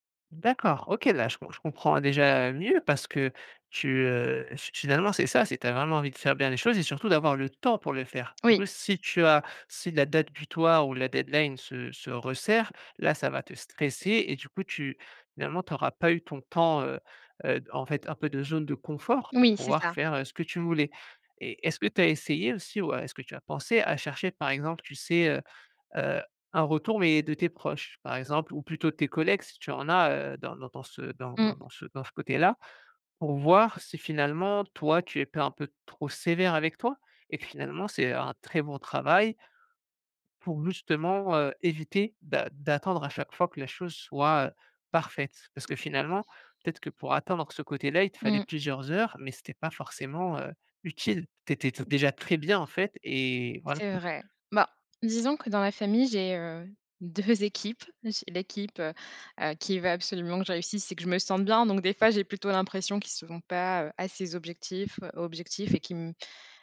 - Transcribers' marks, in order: stressed: "temps"; in English: "deadline"; tapping; "sont" said as "sfont"
- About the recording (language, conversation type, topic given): French, advice, Comment le perfectionnisme bloque-t-il l’avancement de tes objectifs ?